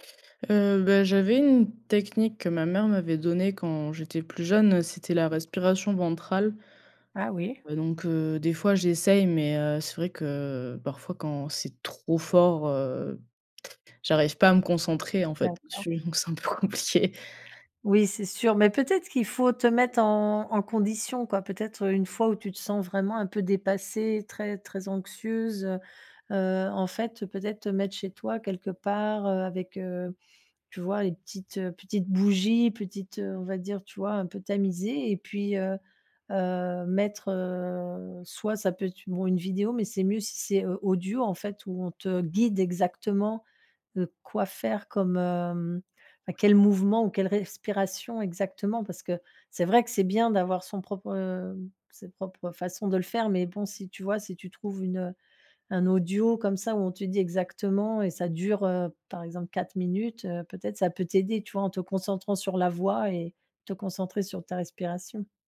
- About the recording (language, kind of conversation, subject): French, advice, Comment puis-je apprendre à accepter l’anxiété ou la tristesse sans chercher à les fuir ?
- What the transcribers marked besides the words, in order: other background noise; stressed: "trop"; tapping; laughing while speaking: "donc c'est un peu compliqué"